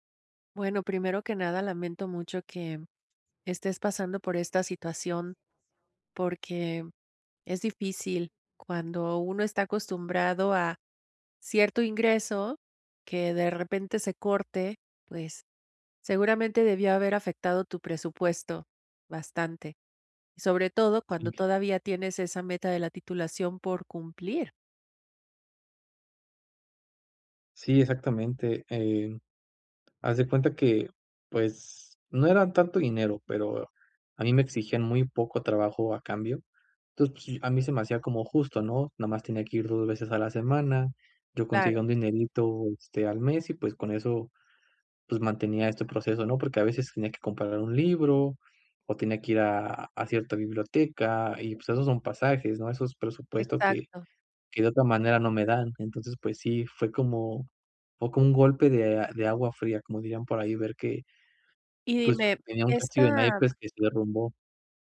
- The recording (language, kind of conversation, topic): Spanish, advice, ¿Cómo puedo reducir la ansiedad ante la incertidumbre cuando todo está cambiando?
- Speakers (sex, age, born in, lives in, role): female, 50-54, Mexico, Mexico, advisor; male, 30-34, Mexico, Mexico, user
- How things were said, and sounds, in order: unintelligible speech